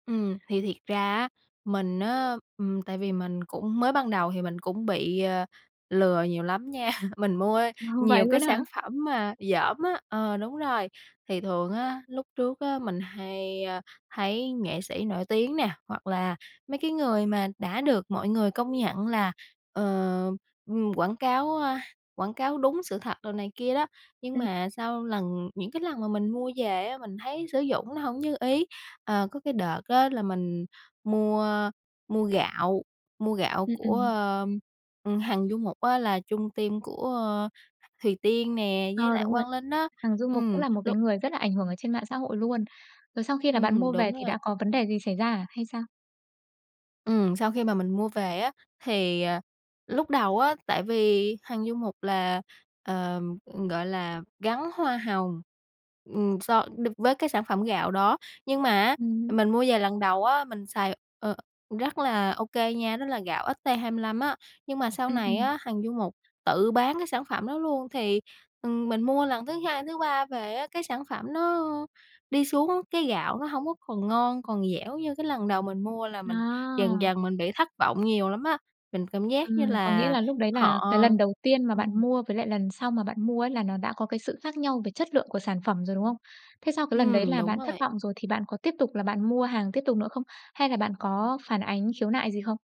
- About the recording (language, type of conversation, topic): Vietnamese, podcast, Bạn cảm nhận thế nào về quảng cáo trên trang cá nhân của người có ảnh hưởng?
- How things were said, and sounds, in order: tapping; laugh; in English: "team"